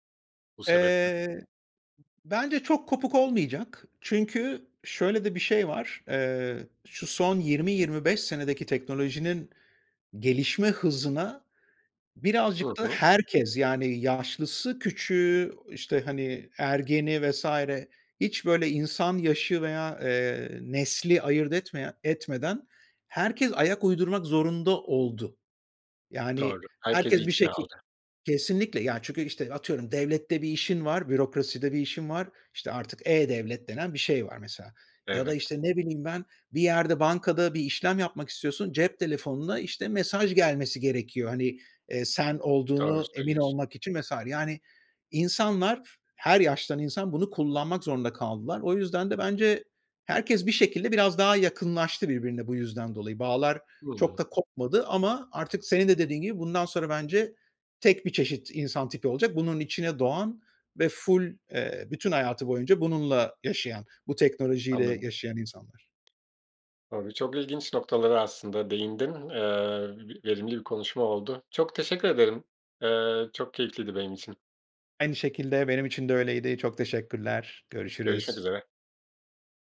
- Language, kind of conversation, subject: Turkish, podcast, Sosyal medyanın ilişkiler üzerindeki etkisi hakkında ne düşünüyorsun?
- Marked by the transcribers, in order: other background noise; unintelligible speech; tapping